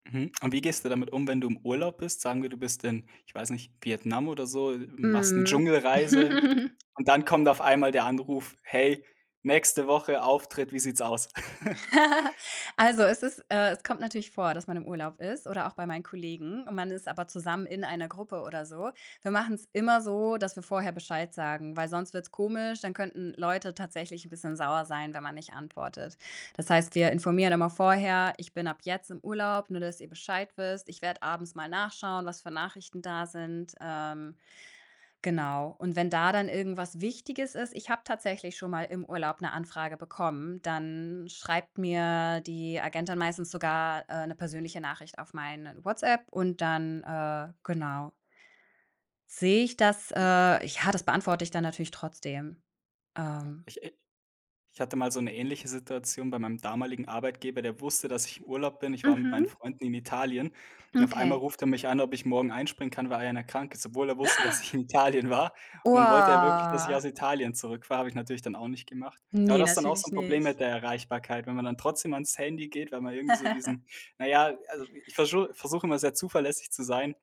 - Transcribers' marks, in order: laugh; tapping; laugh; giggle; other noise; gasp; laughing while speaking: "ich in Italien war"; drawn out: "Boah"; giggle
- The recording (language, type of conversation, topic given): German, podcast, Wie gehst du mit der Erwartung um, ständig erreichbar zu sein?